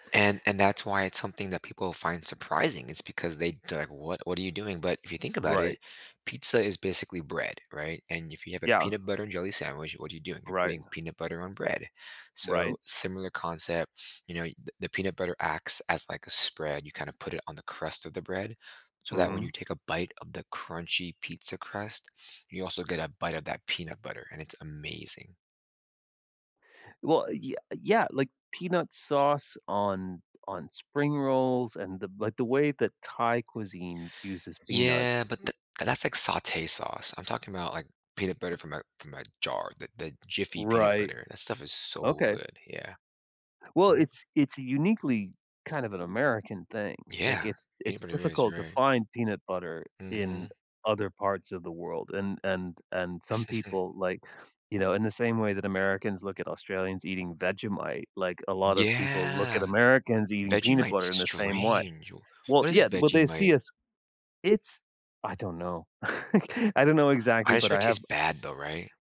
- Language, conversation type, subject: English, unstructured, How should I handle my surprising little food rituals around others?
- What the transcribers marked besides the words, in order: chuckle; drawn out: "Yeah"; laugh